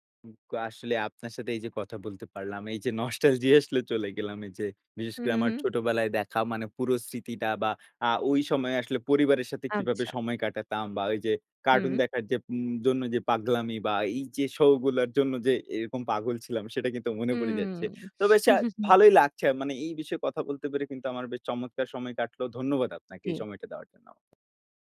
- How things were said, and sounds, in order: other background noise; laughing while speaking: "নস্টালজি আসলে"; chuckle
- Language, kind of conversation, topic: Bengali, podcast, ছোটবেলায় কোন টিভি অনুষ্ঠান তোমাকে ভীষণভাবে মগ্ন করে রাখত?